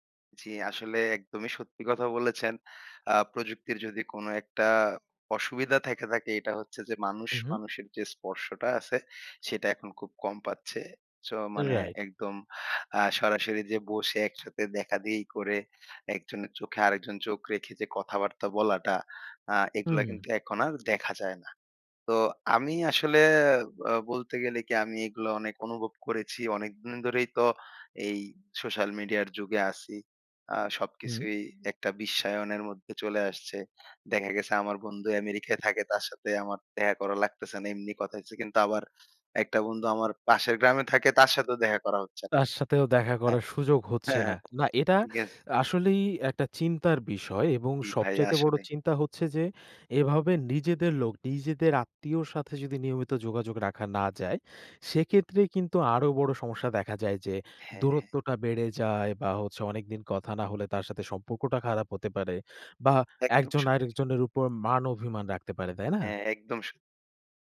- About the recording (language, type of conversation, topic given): Bengali, podcast, আপনি কীভাবে একাকীত্ব কাটাতে কাউকে সাহায্য করবেন?
- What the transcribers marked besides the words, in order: none